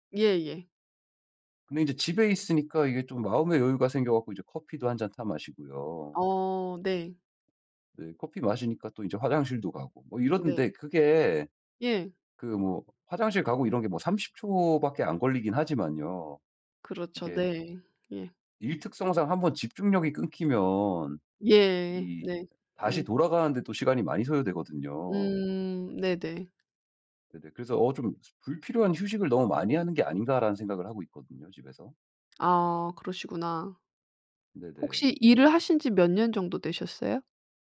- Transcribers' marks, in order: none
- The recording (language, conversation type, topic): Korean, advice, 일과 휴식의 균형을 맞추기 위해 집중해서 일할 시간 블록을 어떻게 정하면 좋을까요?